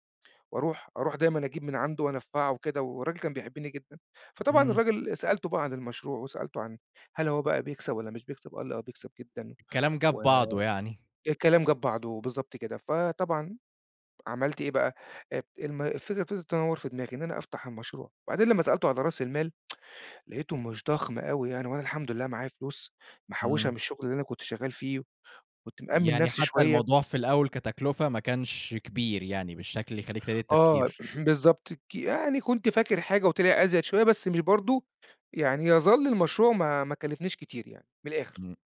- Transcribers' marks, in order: other background noise; tapping; tsk; tsk; throat clearing
- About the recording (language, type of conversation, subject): Arabic, podcast, إزاي بتحافظ على استمراريتك في مشروع طويل؟